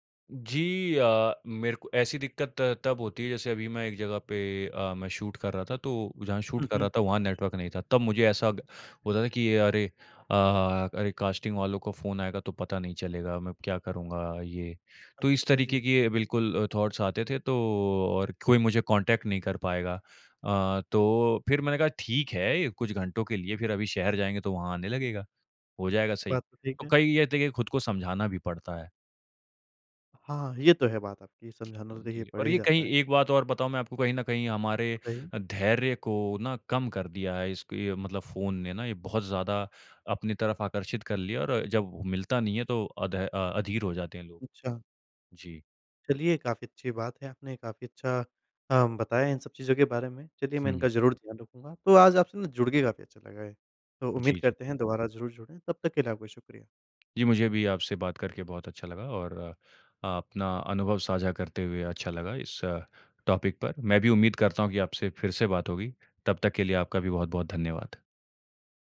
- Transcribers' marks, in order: in English: "शूट"; in English: "शूट"; in English: "नेटवर्क"; in English: "कॉस्टिंग"; in English: "थॉट्स"; in English: "कॉन्टैक्ट"; in English: "टॉपिक"
- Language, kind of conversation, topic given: Hindi, podcast, बिना मोबाइल सिग्नल के बाहर रहना कैसा लगता है, अनुभव बताओ?